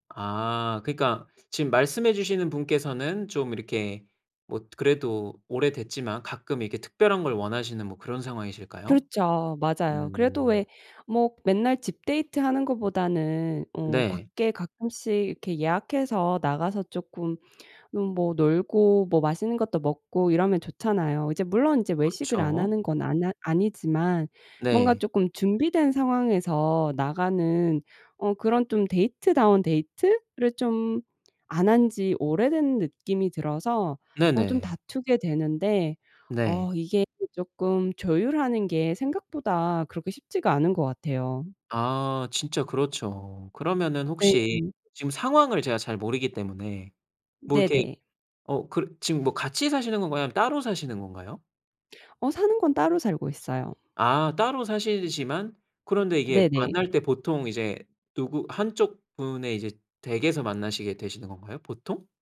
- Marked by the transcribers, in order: other background noise
- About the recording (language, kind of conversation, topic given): Korean, advice, 자주 다투는 연인과 어떻게 대화하면 좋을까요?